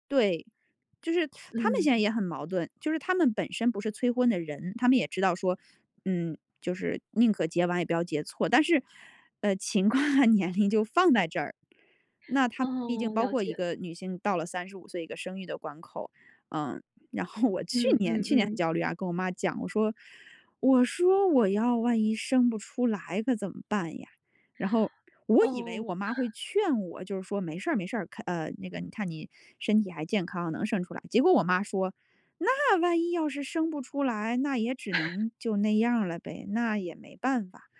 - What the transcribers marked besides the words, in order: teeth sucking; laughing while speaking: "情况和年龄"; other background noise; laughing while speaking: "然后我去年 去年"; chuckle; put-on voice: "那万一要是生不出来，那也只能就那样儿了呗，那也没办法"; chuckle
- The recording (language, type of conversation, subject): Chinese, podcast, 你家人在结婚年龄这件事上会给你多大压力？